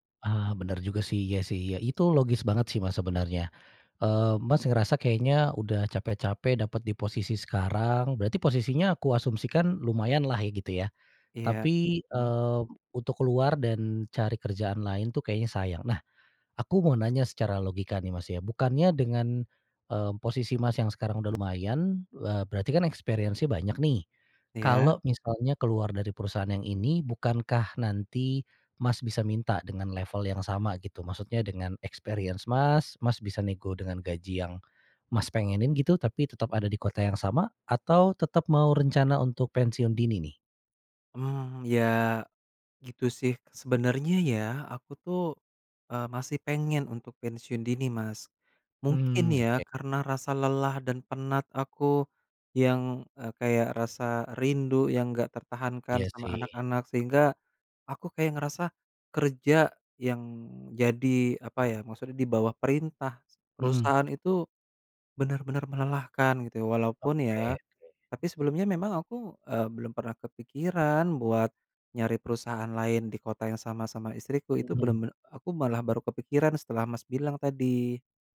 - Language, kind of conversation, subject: Indonesian, advice, Apakah saya sebaiknya pensiun dini atau tetap bekerja lebih lama?
- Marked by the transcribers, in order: in English: "experience-nya"; in English: "experience"; tsk